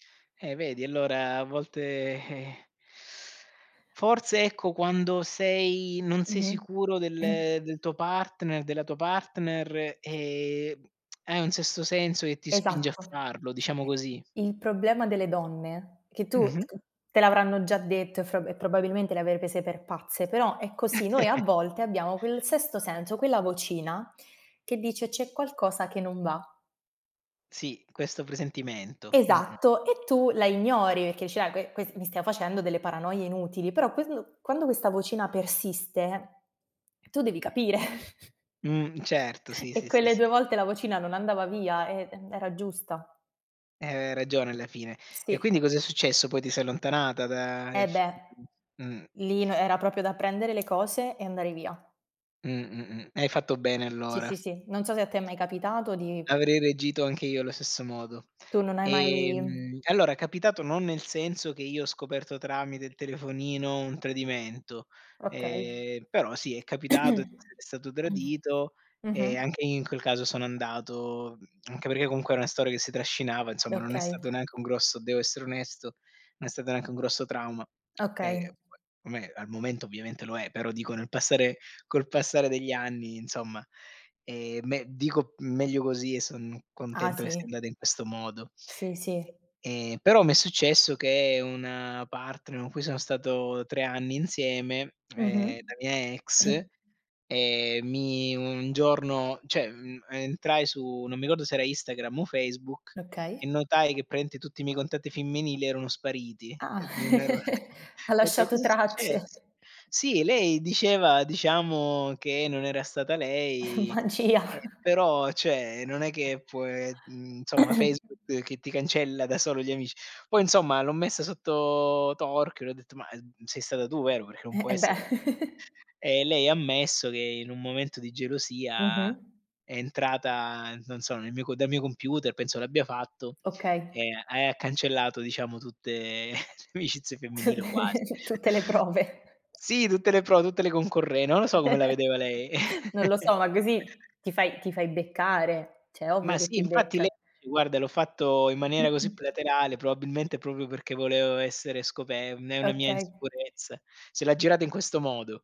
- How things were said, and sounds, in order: throat clearing; other background noise; lip smack; chuckle; tapping; "stavo" said as "stao"; chuckle; laughing while speaking: "E quelle due volte la vocina non andava via"; unintelligible speech; throat clearing; unintelligible speech; throat clearing; "cioè" said as "ceh"; giggle; chuckle; laughing while speaking: "Magia"; throat clearing; giggle; laughing while speaking: "Tutte"; chuckle; laughing while speaking: "le amicizie"; chuckle; giggle; giggle; "cioè" said as "ceh"; throat clearing; "plateale" said as "platelale"
- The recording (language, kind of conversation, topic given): Italian, unstructured, È giusto controllare il telefono del partner per costruire fiducia?